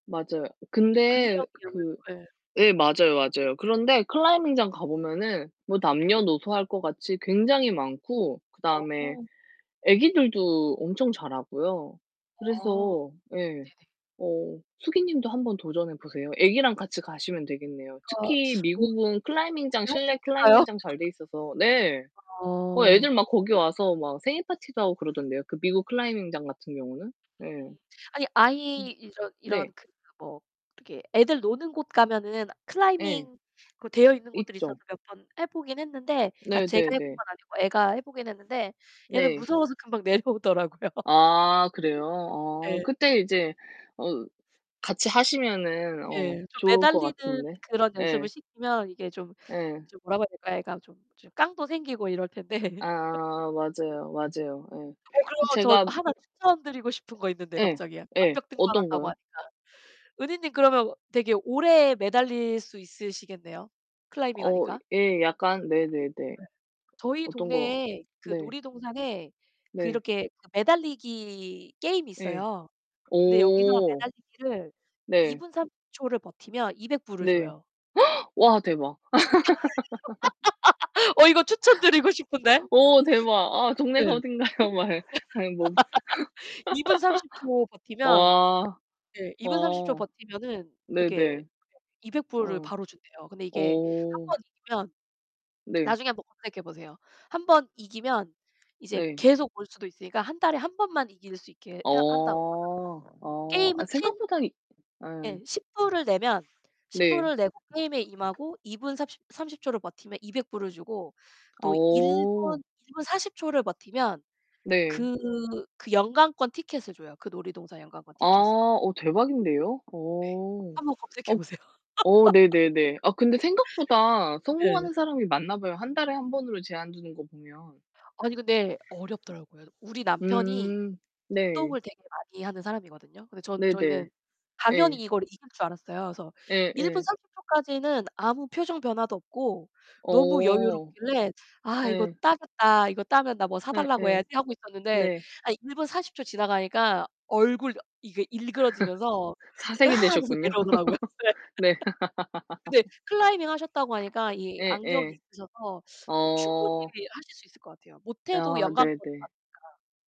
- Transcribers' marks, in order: distorted speech; unintelligible speech; laugh; tapping; other background noise; laughing while speaking: "내려오더라고요"; laugh; laugh; gasp; laugh; laughing while speaking: "어 이거 추천드리고 싶은데"; laugh; laugh; laughing while speaking: "어딘가요? 말 해"; laugh; laugh; laugh; laughing while speaking: "되셨군요"; laugh; laugh
- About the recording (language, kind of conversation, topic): Korean, unstructured, 스트레스를 관리하는 당신만의 방법은 무엇인가요?